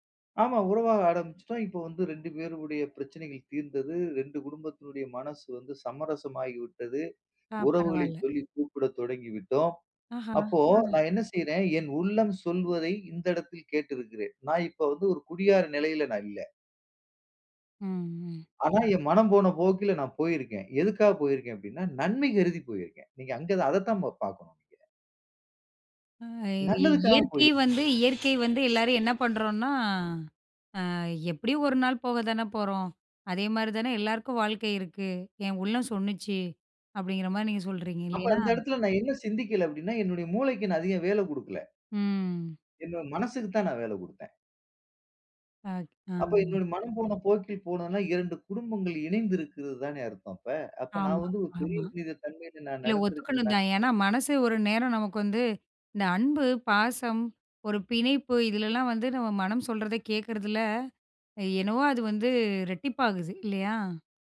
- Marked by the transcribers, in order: other noise; other background noise; "சொல்லுச்சி" said as "சொன்னுச்சி"; unintelligible speech
- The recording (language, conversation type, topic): Tamil, podcast, உங்கள் உள்ளக் குரலை நீங்கள் எப்படி கவனித்துக் கேட்கிறீர்கள்?